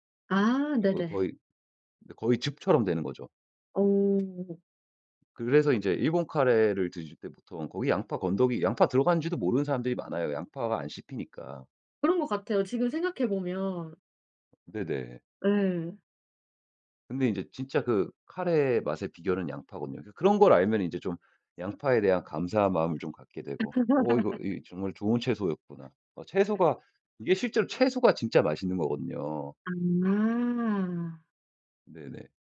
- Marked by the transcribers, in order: tapping; other background noise; laugh
- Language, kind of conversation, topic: Korean, podcast, 채소를 더 많이 먹게 만드는 꿀팁이 있나요?